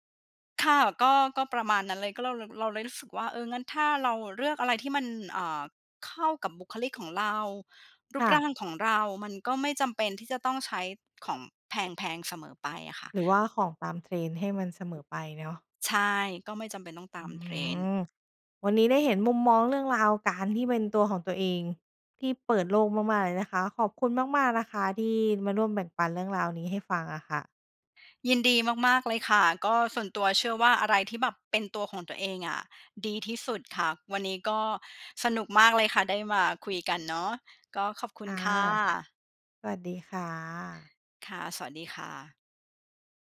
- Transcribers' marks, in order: none
- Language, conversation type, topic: Thai, podcast, ชอบแต่งตัวตามเทรนด์หรือคงสไตล์ตัวเอง?